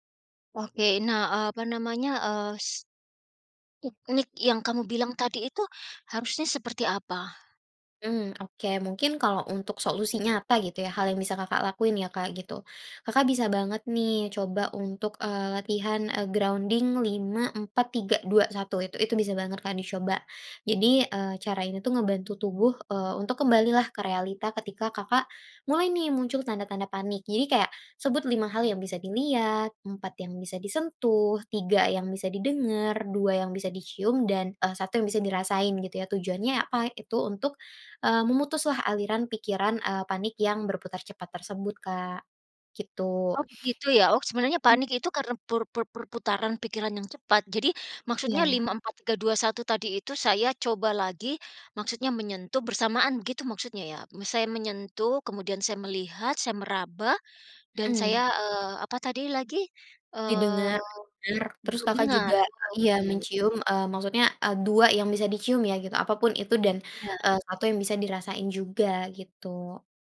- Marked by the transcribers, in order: in English: "grounding"; sniff; throat clearing
- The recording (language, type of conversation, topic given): Indonesian, advice, Bagaimana pengalaman serangan panik pertama Anda dan apa yang membuat Anda takut mengalaminya lagi?